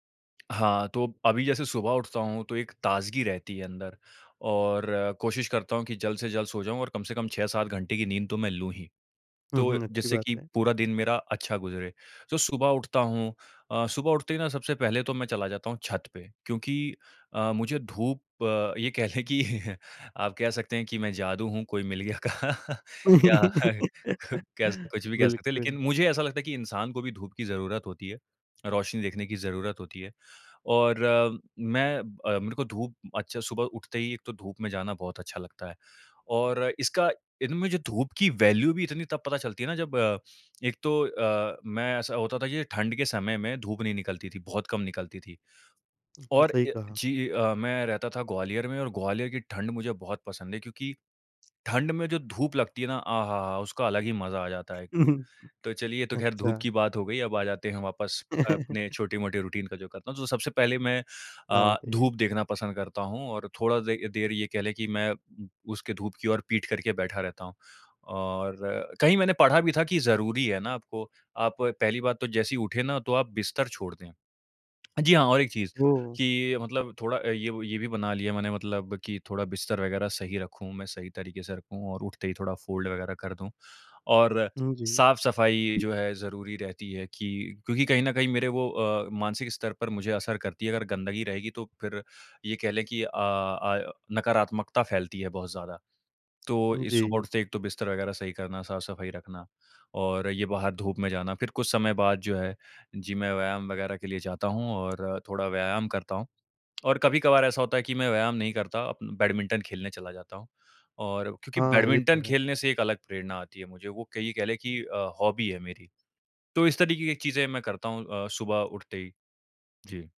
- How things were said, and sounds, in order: tapping; laughing while speaking: "कह लें कि"; chuckle; laughing while speaking: "गया का। या"; chuckle; laugh; in English: "वैल्यू"; chuckle; in English: "रूटीन"; chuckle; in English: "फ़ोल्ड"; in English: "हॉबी"
- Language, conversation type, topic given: Hindi, podcast, तुम रोज़ प्रेरित कैसे रहते हो?